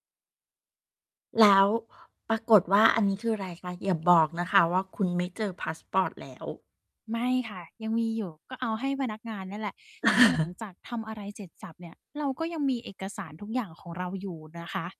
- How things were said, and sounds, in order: static; chuckle
- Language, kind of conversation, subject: Thai, podcast, เคยทำพาสปอร์ตหายตอนเที่ยวไหม แล้วจัดการยังไง?